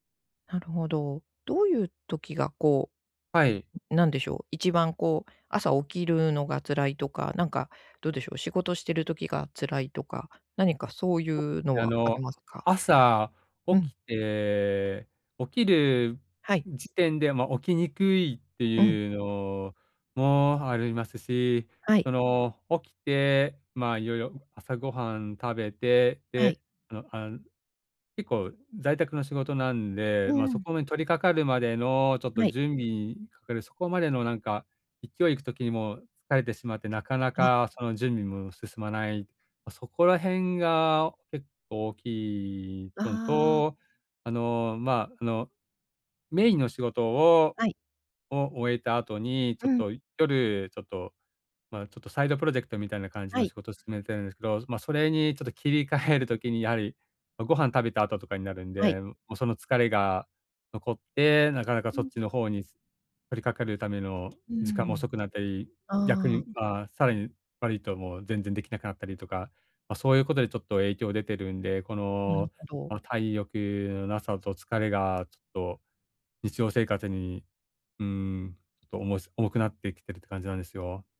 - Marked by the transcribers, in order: other noise; other background noise
- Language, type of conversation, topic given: Japanese, advice, 体力がなくて日常生活がつらいと感じるのはなぜですか？